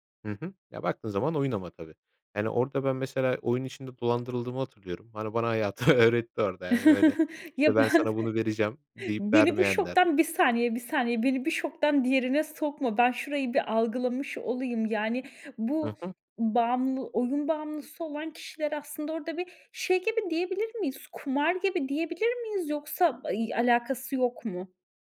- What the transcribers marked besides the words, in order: laughing while speaking: "öğretti"; chuckle; laughing while speaking: "Ya ben"
- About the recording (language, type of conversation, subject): Turkish, podcast, Video oyunları senin için bir kaçış mı, yoksa sosyalleşme aracı mı?